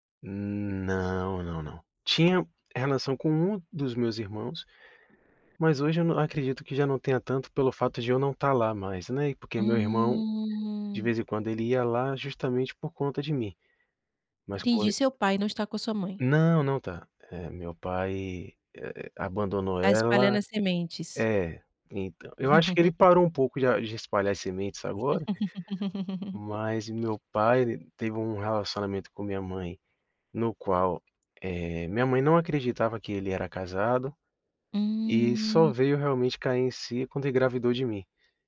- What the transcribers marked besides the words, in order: tapping; drawn out: "Hum"; laugh; laugh
- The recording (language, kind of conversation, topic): Portuguese, advice, Como lidar com a pressão para ajudar financeiramente amigos ou familiares?